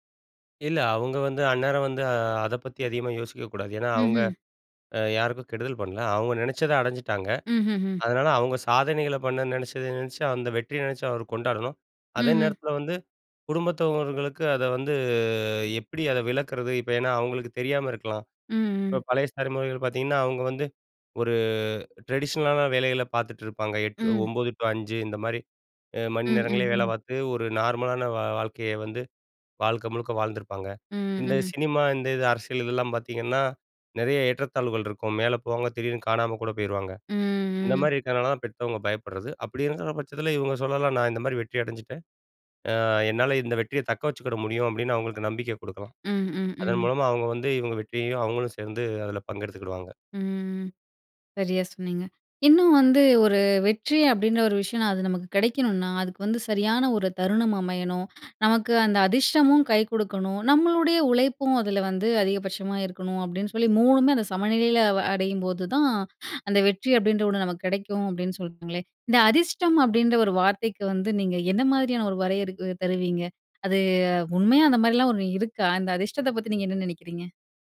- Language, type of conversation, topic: Tamil, podcast, நீங்கள் வெற்றியை எப்படி வரையறுக்கிறீர்கள்?
- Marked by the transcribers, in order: drawn out: "வந்து"; in English: "டிரெடிஷ்னலான"; other background noise; trusting: "இன்னும் வந்து ஒரு வெற்றி அப்படின்ற … அப்படின்னு சொல்றீ ங்களே!"